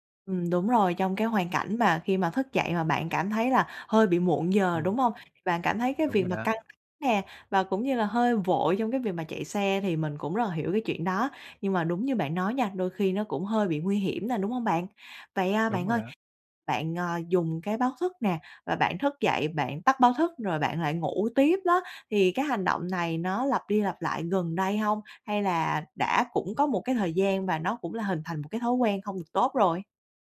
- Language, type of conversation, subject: Vietnamese, advice, Làm sao để cải thiện thói quen thức dậy đúng giờ mỗi ngày?
- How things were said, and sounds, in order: tapping; other background noise